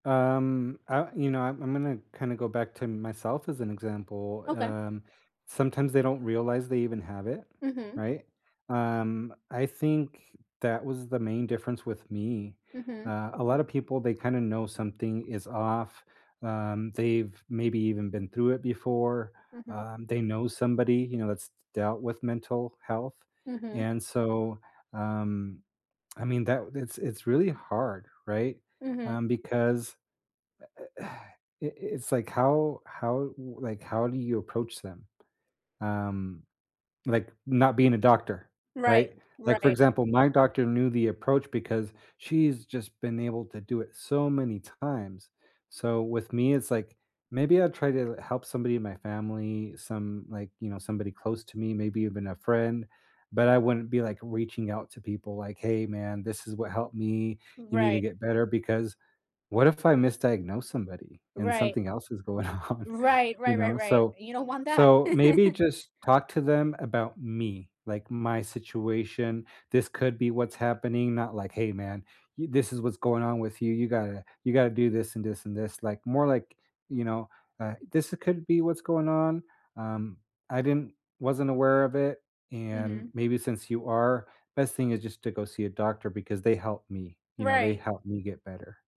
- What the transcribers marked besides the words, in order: other background noise; sigh; laughing while speaking: "on?"; stressed: "me"; chuckle; background speech
- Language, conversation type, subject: English, unstructured, How do you explain mental health to someone who doesn’t understand it?
- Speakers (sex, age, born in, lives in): female, 25-29, United States, United States; male, 45-49, United States, United States